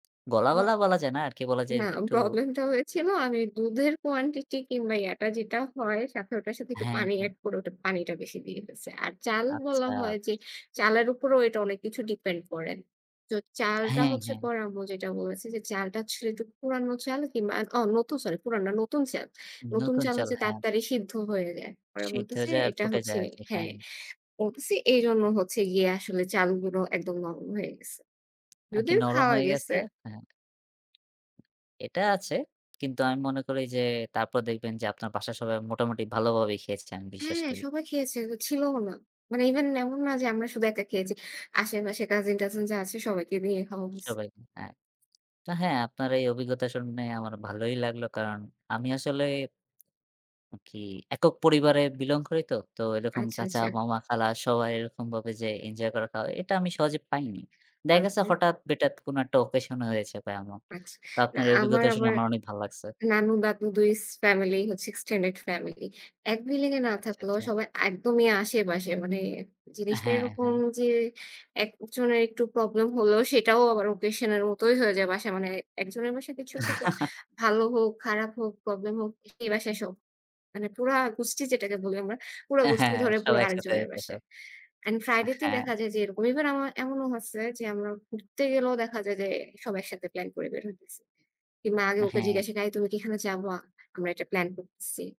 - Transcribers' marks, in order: in English: "quantity"; in English: "depend"; "তাড়াতাড়ি" said as "তারতারি"; in English: "even"; in English: "belong"; in English: "occasion"; "দুই" said as "দুইস"; in English: "extended family"; chuckle
- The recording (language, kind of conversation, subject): Bengali, unstructured, আপনার জীবনের সবচেয়ে স্মরণীয় খাবার কোনটি?